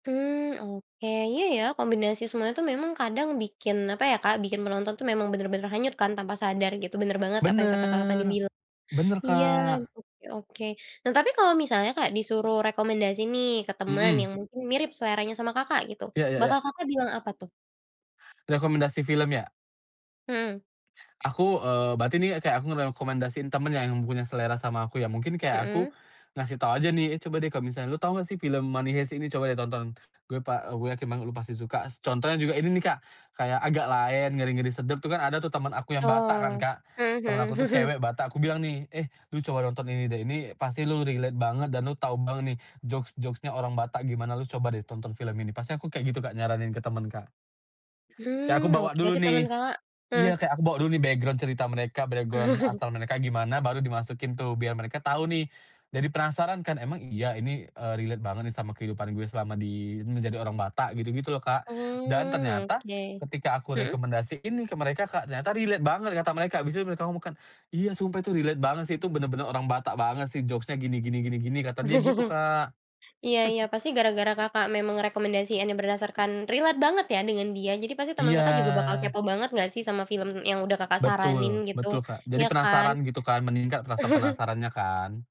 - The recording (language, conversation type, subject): Indonesian, podcast, Film apa yang bikin kamu sampai lupa waktu saat menontonnya, dan kenapa?
- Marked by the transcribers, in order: other background noise; chuckle; in English: "relate"; in English: "jokes-jokes-nya"; in English: "background"; in English: "bregon"; "background" said as "bregon"; chuckle; in English: "relate"; in English: "relate"; in English: "relate"; in English: "jokes-nya"; chuckle; in English: "relate"; chuckle